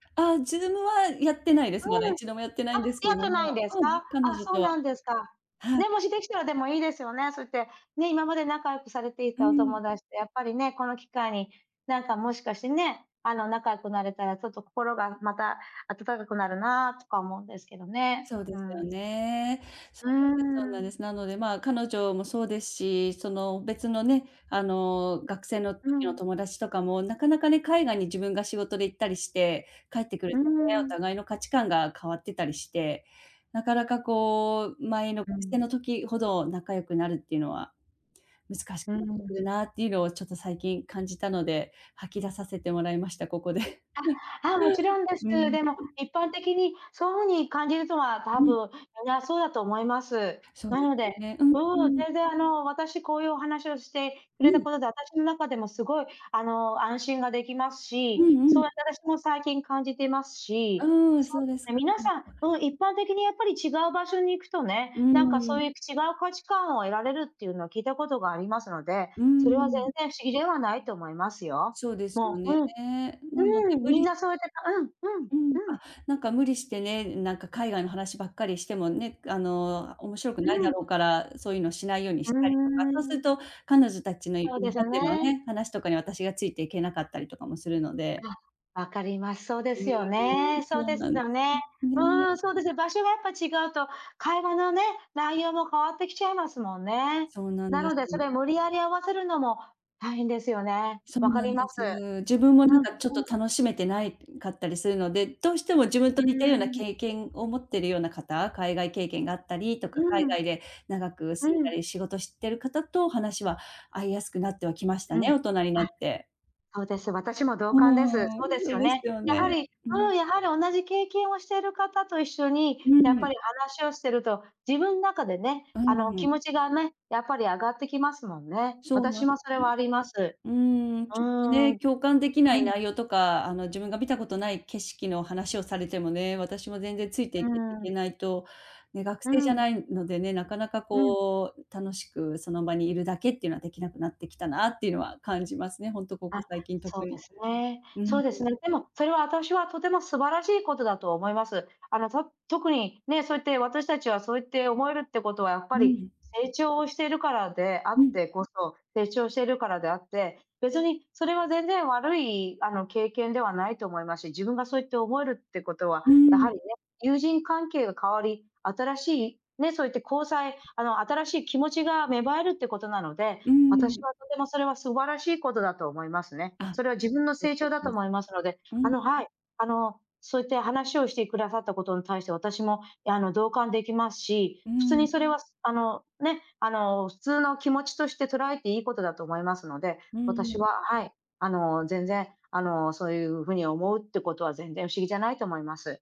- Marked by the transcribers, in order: other noise; chuckle; other background noise; unintelligible speech
- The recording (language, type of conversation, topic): Japanese, advice, 友人関係が変わって新しい交友関係を作る必要があると感じるのはなぜですか？